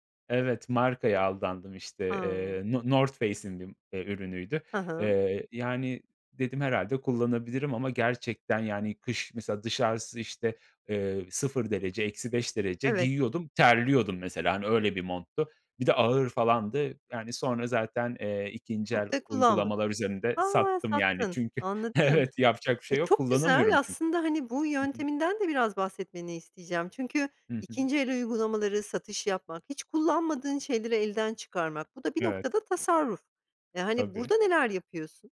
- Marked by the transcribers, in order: tapping; other background noise
- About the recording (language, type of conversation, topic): Turkish, podcast, Evde para tasarrufu için neler yapıyorsunuz?